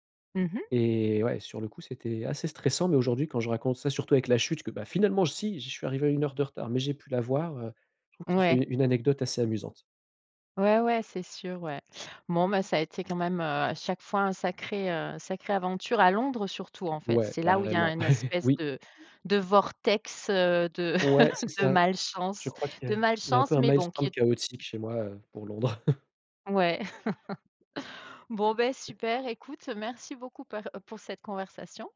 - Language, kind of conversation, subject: French, podcast, Peux-tu raconter une galère de voyage dont tu as ri après ?
- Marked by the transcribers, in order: tapping; chuckle; other background noise; laughing while speaking: "heu, de"; laughing while speaking: "Londres"; chuckle